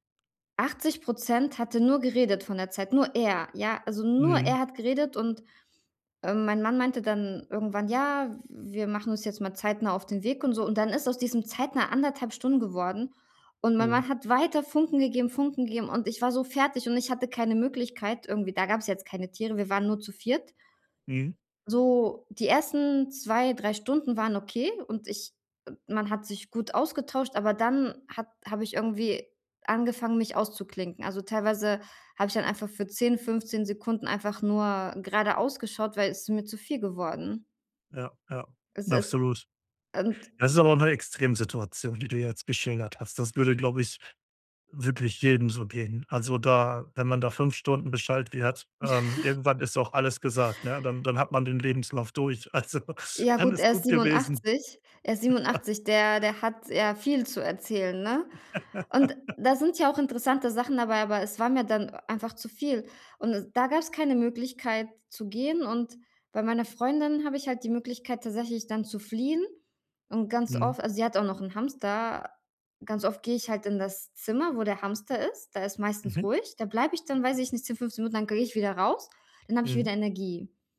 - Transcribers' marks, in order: snort; laughing while speaking: "Also"; laughing while speaking: "Ja"; laugh
- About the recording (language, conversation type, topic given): German, advice, Warum fühle ich mich bei Feiern mit Freunden oft ausgeschlossen?